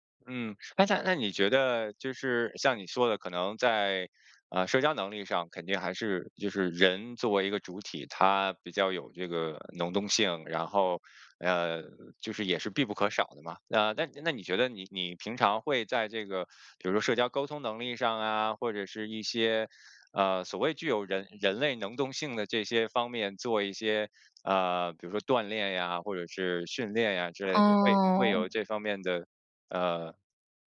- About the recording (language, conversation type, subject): Chinese, podcast, 当爱情与事业发生冲突时，你会如何取舍？
- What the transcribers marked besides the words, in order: other background noise